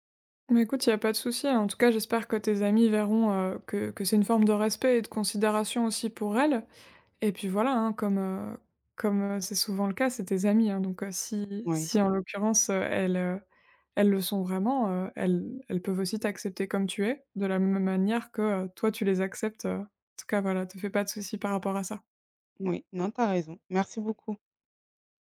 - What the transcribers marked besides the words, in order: none
- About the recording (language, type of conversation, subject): French, advice, Comment puis-je refuser des invitations sociales sans me sentir jugé ?